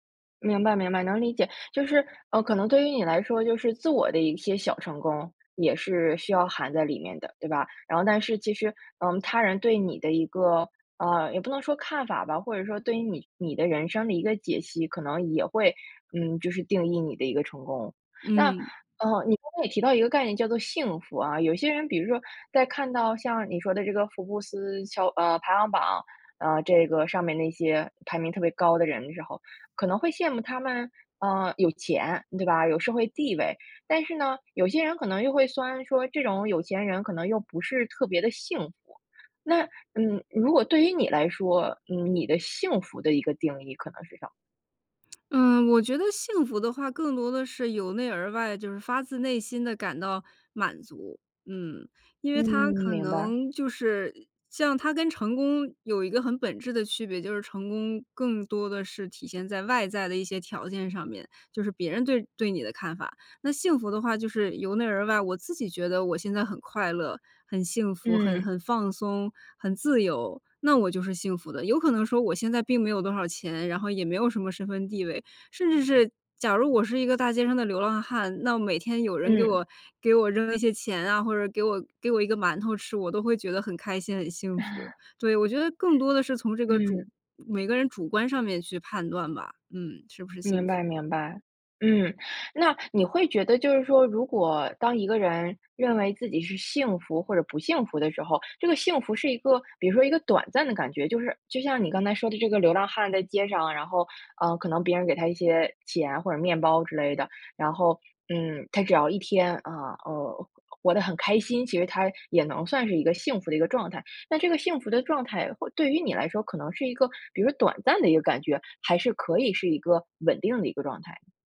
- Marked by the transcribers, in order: other background noise; laugh
- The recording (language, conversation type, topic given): Chinese, podcast, 你会如何在成功与幸福之间做取舍？